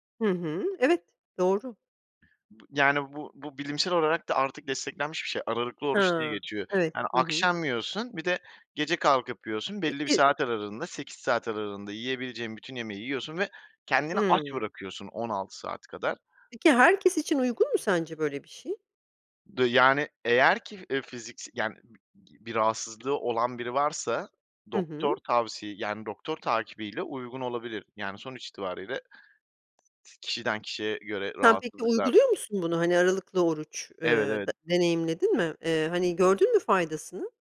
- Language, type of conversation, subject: Turkish, podcast, Sağlıklı beslenmeyi günlük hayatına nasıl entegre ediyorsun?
- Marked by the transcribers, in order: tapping; unintelligible speech